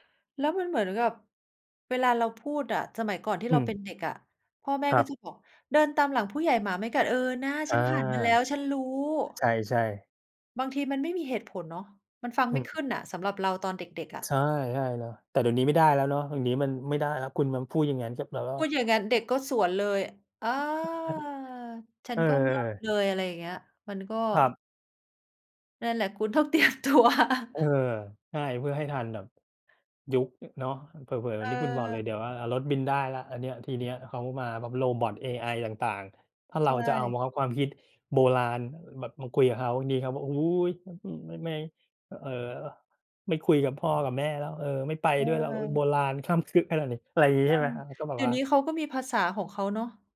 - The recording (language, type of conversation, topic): Thai, unstructured, คุณคิดว่าการขอความช่วยเหลือเป็นเรื่องอ่อนแอไหม?
- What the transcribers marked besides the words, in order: other background noise; tapping; drawn out: "อา"; background speech; laughing while speaking: "เตรียมตัว"; chuckle